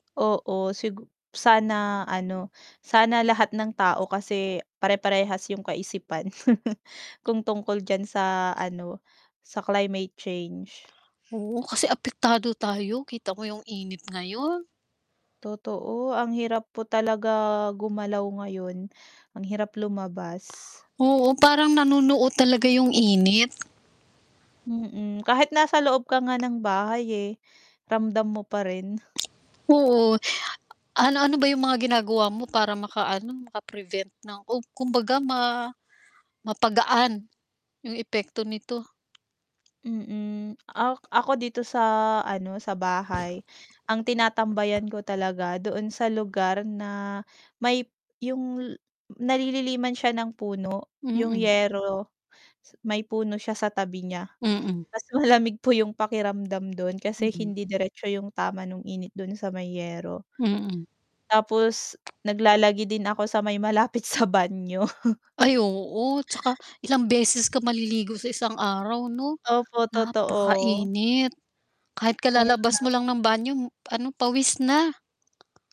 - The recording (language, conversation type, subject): Filipino, unstructured, Ano ang palagay mo sa epekto ng pag-init ng daigdig sa Pilipinas?
- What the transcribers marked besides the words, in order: tapping; chuckle; static; other background noise; distorted speech; chuckle